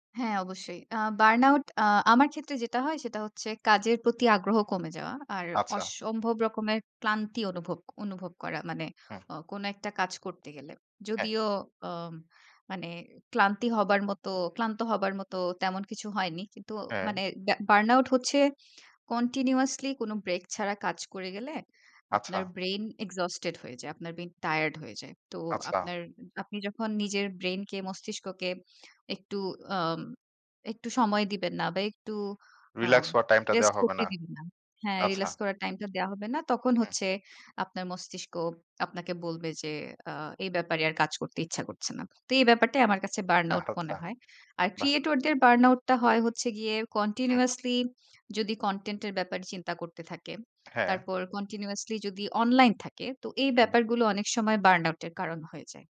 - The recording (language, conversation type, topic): Bengali, podcast, ক্রিয়েটর হিসেবে মানসিক স্বাস্থ্য ভালো রাখতে আপনার কী কী পরামর্শ আছে?
- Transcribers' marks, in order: in English: "বার্ন আউট"; in English: "ব্রেইন এক্সজোস্টেড"